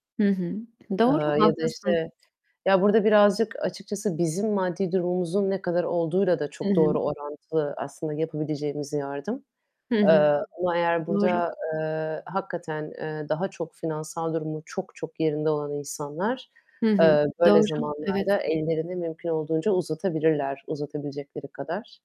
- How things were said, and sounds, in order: static; other background noise; distorted speech
- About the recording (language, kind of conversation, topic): Turkish, unstructured, Doğal afetlerden zarar gören insanlarla ilgili haberleri duyduğunda ne hissediyorsun?